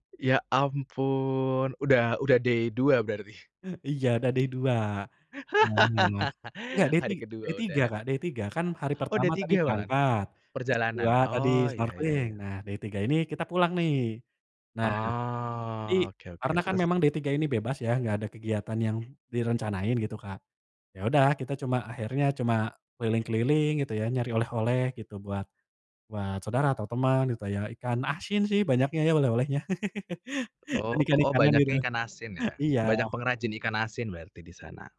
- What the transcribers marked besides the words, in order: drawn out: "ampun"; in English: "day"; in English: "day"; unintelligible speech; laugh; in English: "day"; in English: "day"; in English: "day"; in English: "snorkeling"; in English: "day"; drawn out: "Oh"; in English: "day"; other background noise; giggle
- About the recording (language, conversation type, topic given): Indonesian, podcast, Apa pengalaman paling berkesan yang pernah kamu alami saat menjelajahi pulau atau pantai?